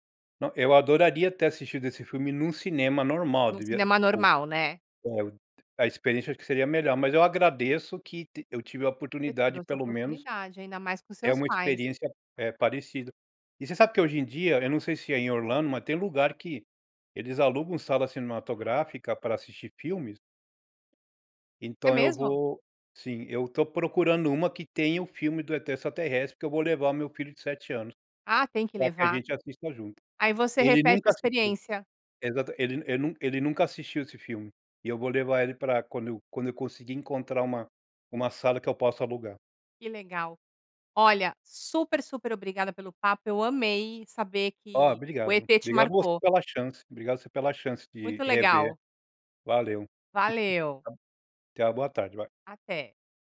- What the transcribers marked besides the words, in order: chuckle
- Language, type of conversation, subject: Portuguese, podcast, Qual filme te transporta para outro mundo?